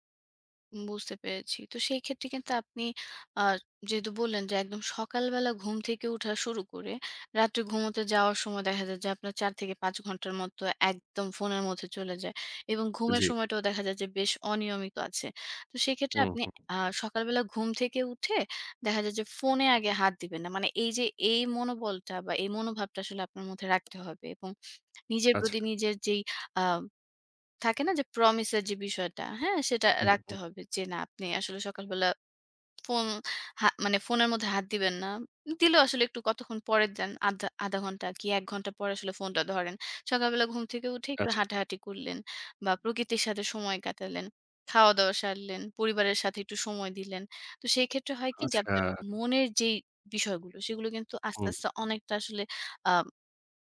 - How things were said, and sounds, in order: tapping
- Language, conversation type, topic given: Bengali, advice, ফোনের ব্যবহার সীমিত করে সামাজিক যোগাযোগমাধ্যমের ব্যবহার কমানোর অভ্যাস কীভাবে গড়ে তুলব?